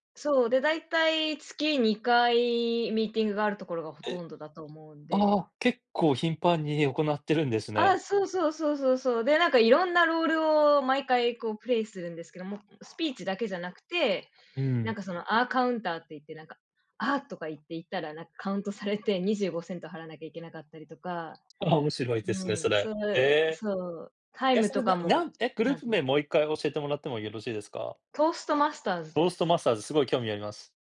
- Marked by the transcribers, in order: other background noise; tapping
- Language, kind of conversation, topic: Japanese, unstructured, 趣味を通じて友達を作ることは大切だと思いますか？